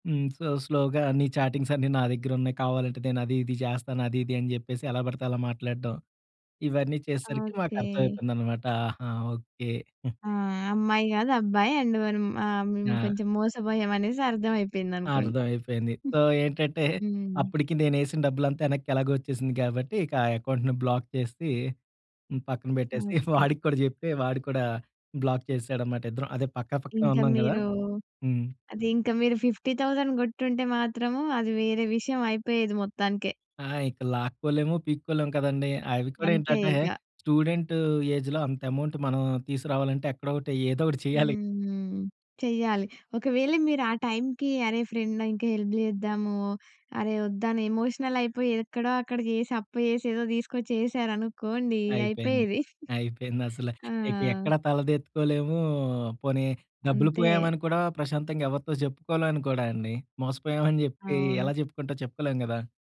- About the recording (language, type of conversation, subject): Telugu, podcast, నమ్మకాన్ని నిర్మించడానికి మీరు అనుసరించే వ్యక్తిగత దశలు ఏమిటి?
- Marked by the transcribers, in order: in English: "సో, స్లోగా"; chuckle; in English: "అండ్"; in English: "సో"; other noise; in English: "అకౌంట్‌ని బ్లాక్"; chuckle; in English: "బ్లాక్"; in English: "ఫిఫ్టీ థౌసండ్"; in English: "ఏజ్‌లో"; in English: "అమౌంట్"; in English: "ఫ్రెండ్"; in English: "హెల్ప్"; "తల ఎత్తుకోలేము" said as "తలదెత్తుకోలేము"; giggle